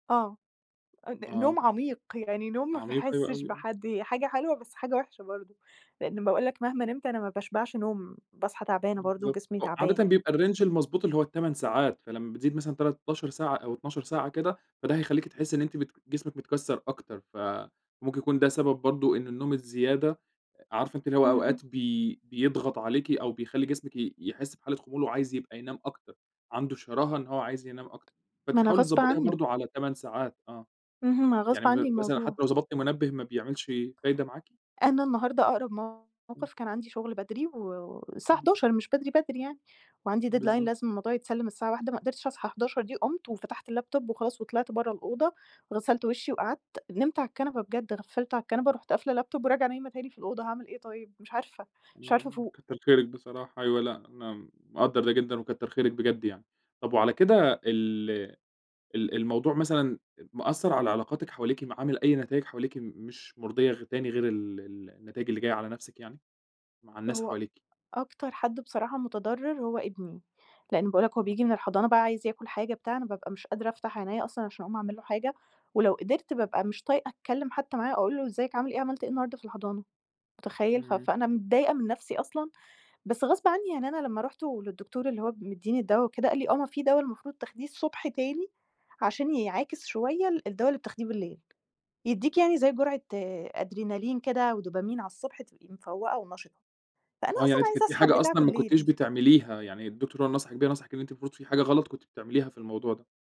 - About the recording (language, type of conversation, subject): Arabic, advice, قلقان/قلقانة من أدوية النوم وآثارها الجانبية
- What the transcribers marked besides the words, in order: tapping; in English: "الrange"; in English: "deadline"; in English: "اللاب توب"; in English: "اللاب توب"; unintelligible speech